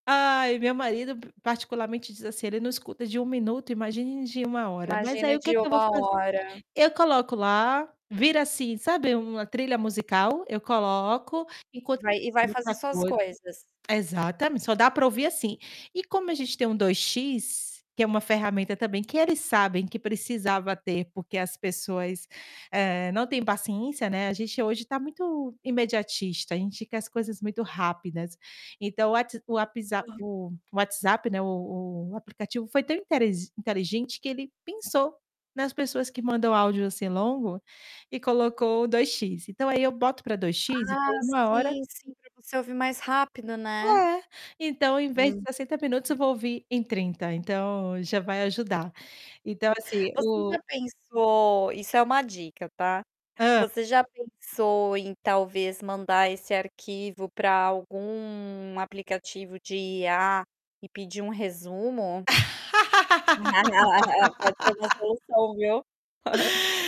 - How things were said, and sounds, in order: distorted speech; other background noise; static; laugh; chuckle; chuckle
- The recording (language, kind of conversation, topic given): Portuguese, podcast, Qual aplicativo você não consegue viver sem?